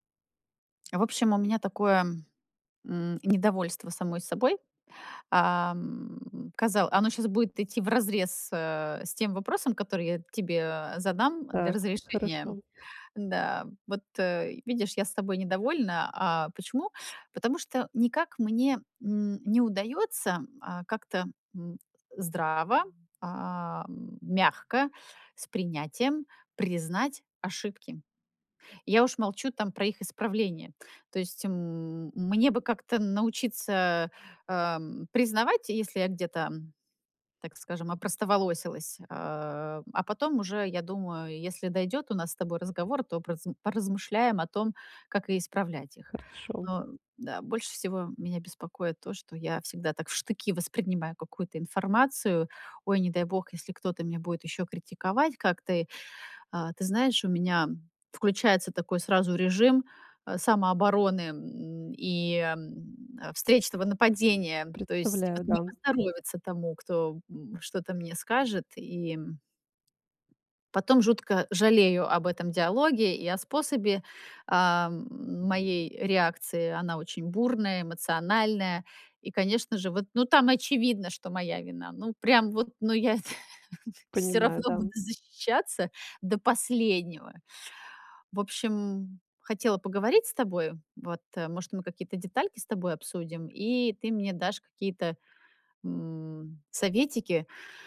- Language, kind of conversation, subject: Russian, advice, Как научиться признавать свои ошибки и правильно их исправлять?
- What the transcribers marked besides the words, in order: tapping; chuckle